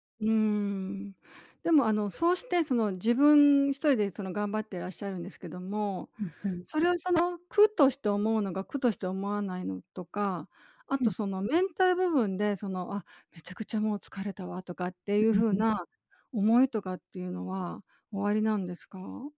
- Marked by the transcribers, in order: none
- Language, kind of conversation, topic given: Japanese, advice, 完璧主義で作業がいつまでも終わらないのはなぜですか？